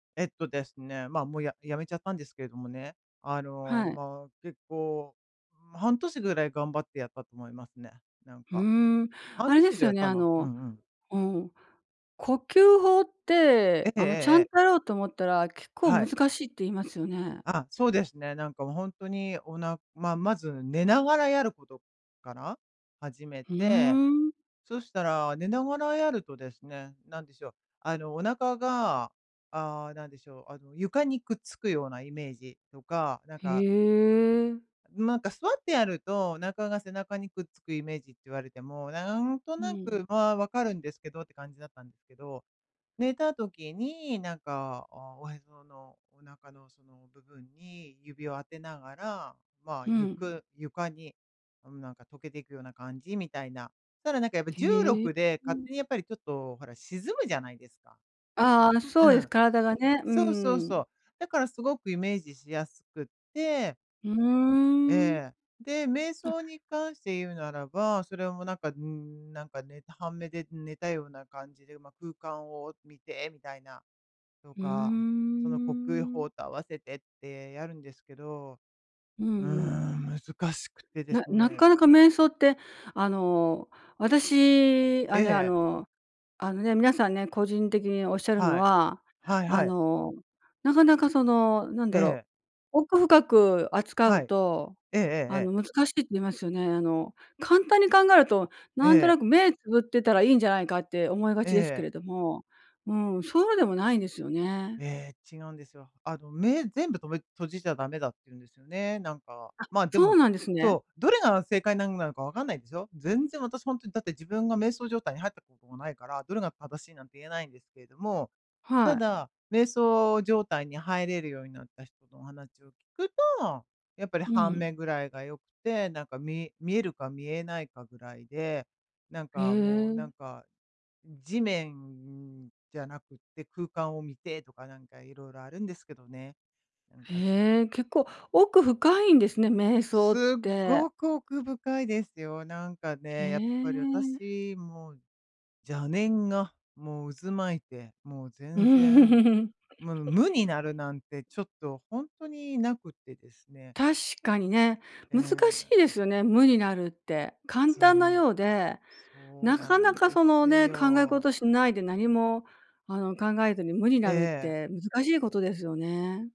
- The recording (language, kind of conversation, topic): Japanese, advice, 瞑想や呼吸法を続けられず、挫折感があるのですが、どうすれば続けられますか？
- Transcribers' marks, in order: other noise; chuckle